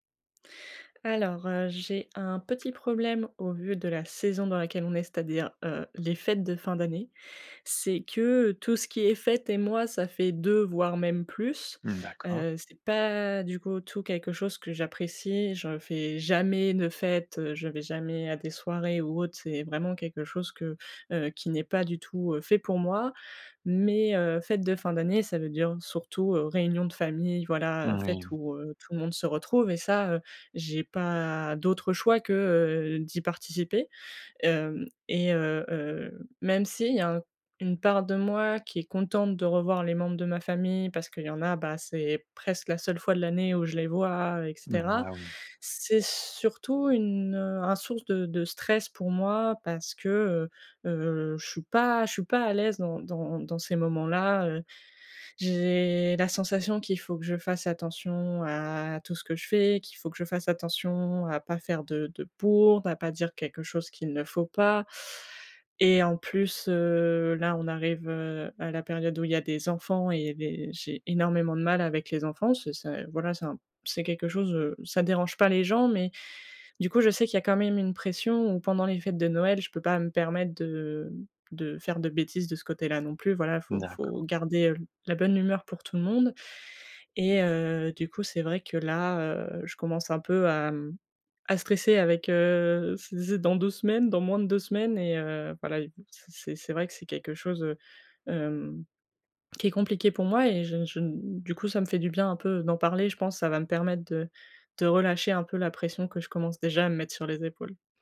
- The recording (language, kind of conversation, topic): French, advice, Comment puis-je me sentir plus à l’aise pendant les fêtes et les célébrations avec mes amis et ma famille ?
- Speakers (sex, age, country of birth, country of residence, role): female, 20-24, France, France, user; male, 30-34, France, France, advisor
- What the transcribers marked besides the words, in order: none